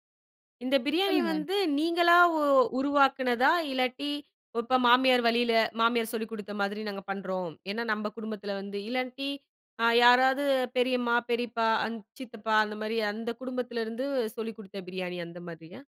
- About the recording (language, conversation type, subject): Tamil, podcast, குடும்பம் முழுவதும் சேர்ந்து சமையல் செய்வது பற்றிய உங்கள் அனுபவம் என்ன?
- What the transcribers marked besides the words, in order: none